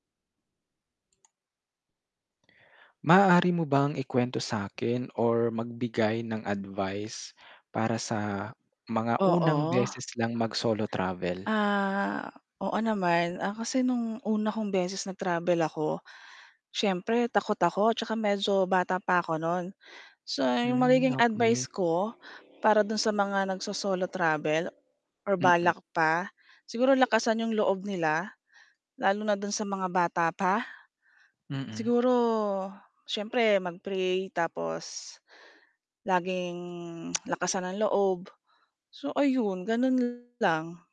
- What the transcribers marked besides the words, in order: static; other street noise; tongue click; distorted speech
- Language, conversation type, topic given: Filipino, podcast, Ano ang maipapayo mo sa unang beses na maglakbay nang mag-isa?